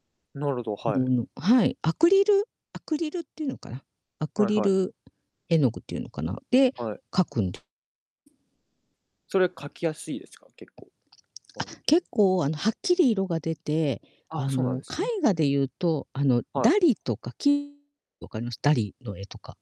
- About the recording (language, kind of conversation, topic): Japanese, unstructured, 挑戦してみたい新しい趣味はありますか？
- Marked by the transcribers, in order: tapping; other background noise; distorted speech